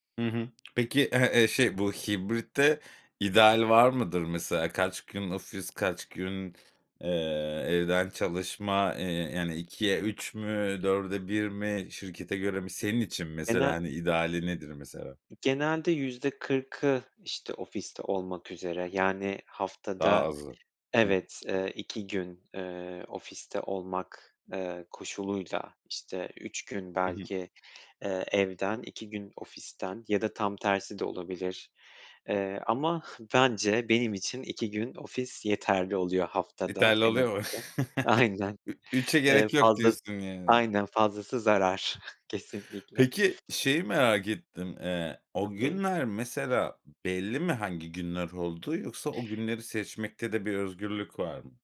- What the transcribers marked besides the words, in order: other background noise; chuckle
- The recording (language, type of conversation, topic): Turkish, podcast, Sence işe geri dönmek mi, uzaktan çalışmak mı daha sağlıklı?